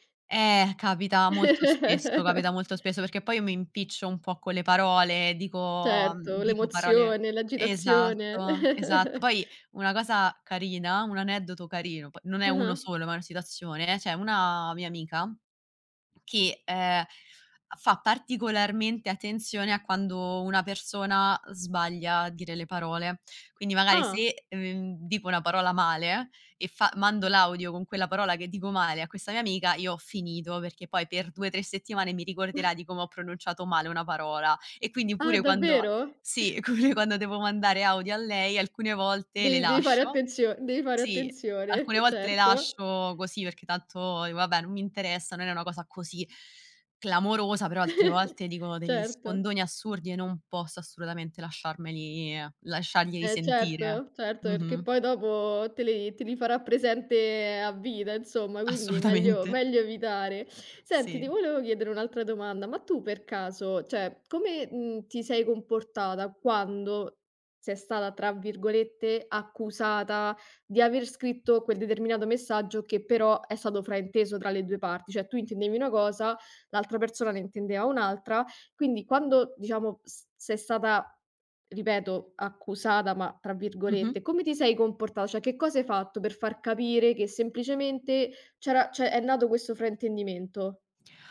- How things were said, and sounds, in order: laugh; chuckle; chuckle; laughing while speaking: "come"; chuckle; chuckle; chuckle; laughing while speaking: "Assolutamente"; "cioè" said as "ceh"; "cioè" said as "ceh"
- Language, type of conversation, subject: Italian, podcast, Come affronti fraintendimenti nati dai messaggi scritti?